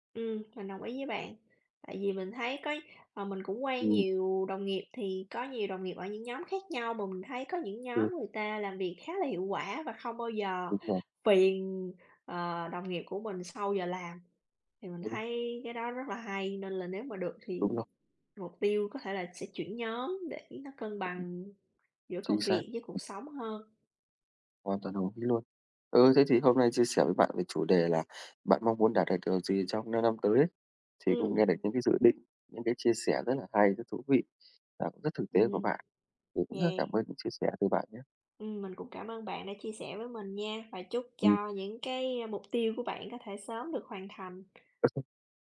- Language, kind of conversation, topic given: Vietnamese, unstructured, Bạn mong muốn đạt được điều gì trong 5 năm tới?
- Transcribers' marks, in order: tapping; other background noise; unintelligible speech